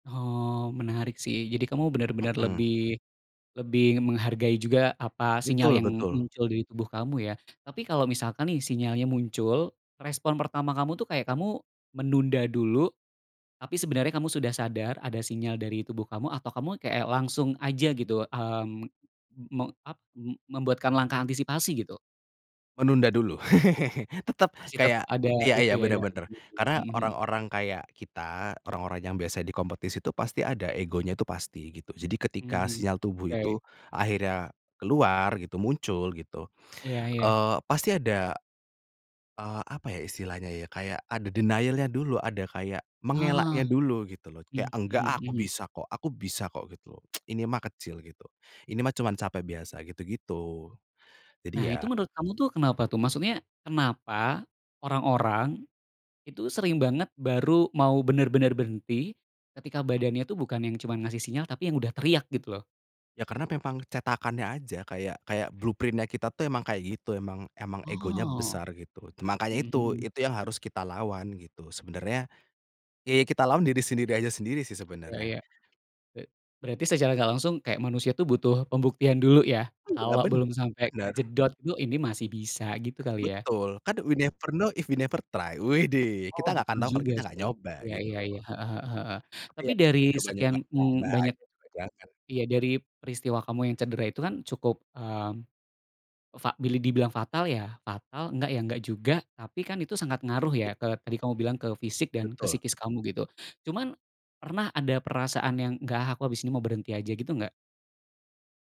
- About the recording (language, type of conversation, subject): Indonesian, podcast, Pernahkah kamu mengabaikan sinyal dari tubuhmu lalu menyesal?
- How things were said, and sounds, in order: tapping; lip smack; laugh; unintelligible speech; in English: "denial-nya"; tsk; in English: "blueprint-nya"; other background noise; in English: "we never know, if we never try"; unintelligible speech; "boleh" said as "bilih"